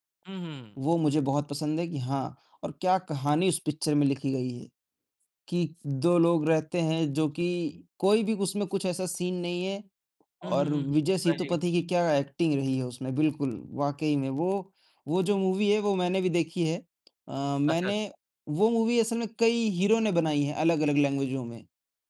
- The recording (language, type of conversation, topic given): Hindi, unstructured, आपको सबसे पसंदीदा फिल्म कौन-सी लगी और क्यों?
- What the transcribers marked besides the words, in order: tapping; in English: "सीन"; in English: "एक्टिंग"; in English: "मूवी"; in English: "मूवी"; in English: "लैंग्वेजो"